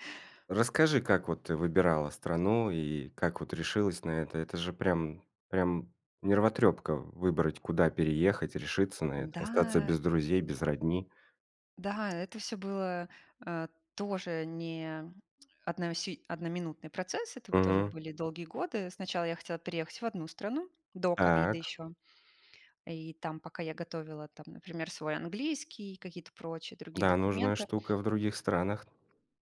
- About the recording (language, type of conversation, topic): Russian, podcast, Что вы выбираете — стабильность или перемены — и почему?
- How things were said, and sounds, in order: other background noise; tapping